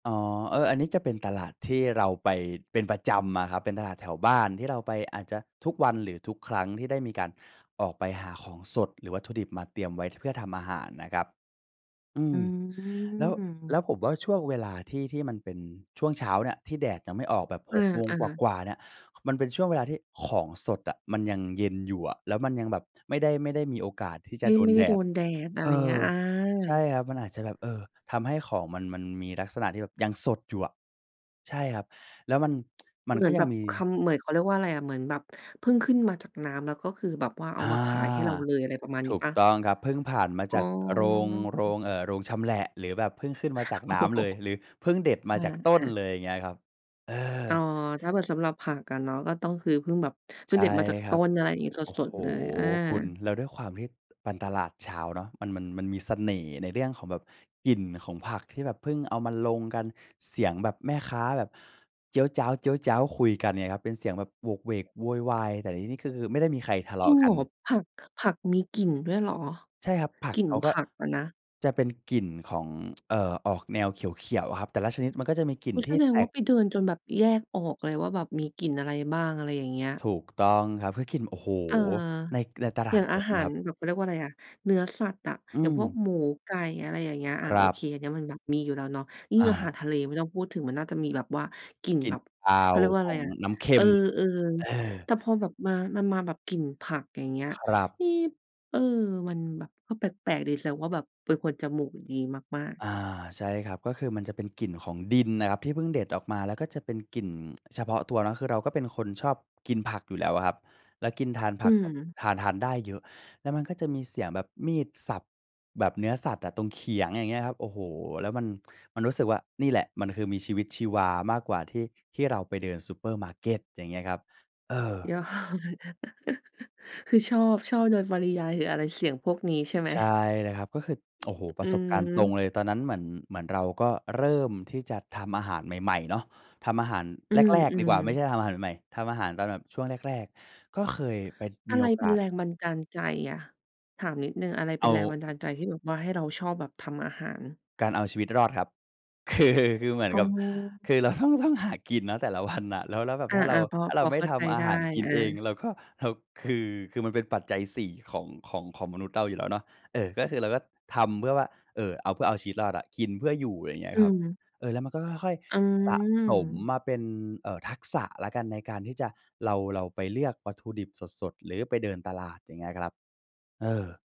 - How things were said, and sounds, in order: drawn out: "อืม"; other background noise; tsk; laugh; tapping; tsk; chuckle; laughing while speaking: "คือ"; laughing while speaking: "วัน"
- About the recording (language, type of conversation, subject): Thai, podcast, มีเทคนิคอะไรบ้างในการเลือกวัตถุดิบให้สดเมื่อไปตลาด?